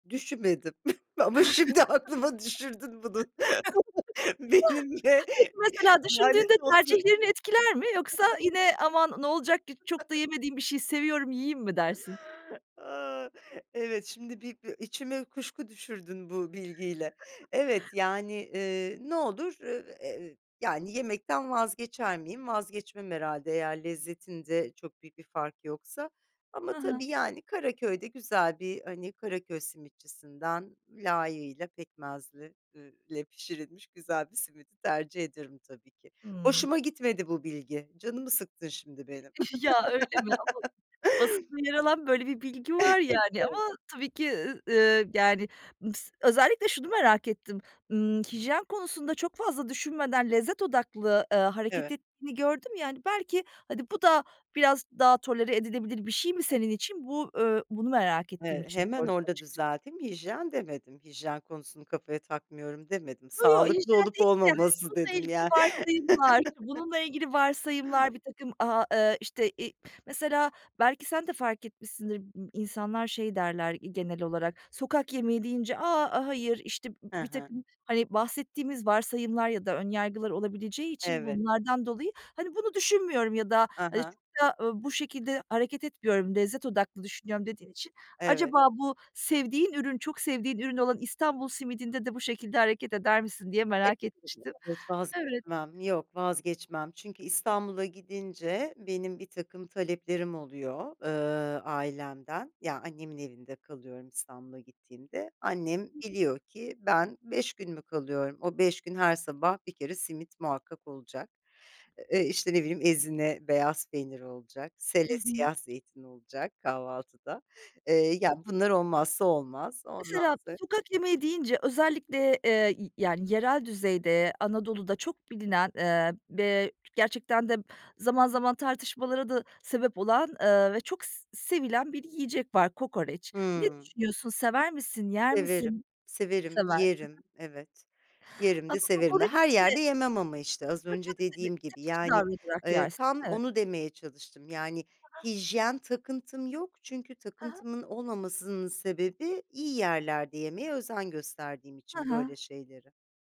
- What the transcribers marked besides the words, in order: laugh; chuckle; laughing while speaking: "ama şimdi aklıma düşürdün bunu. Benimle lanet olsun"; other background noise; chuckle; tapping; chuckle; chuckle; chuckle; unintelligible speech; laughing while speaking: "yani"; chuckle; unintelligible speech
- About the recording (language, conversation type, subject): Turkish, podcast, Sokak yemekleri hakkında ne düşünüyorsun?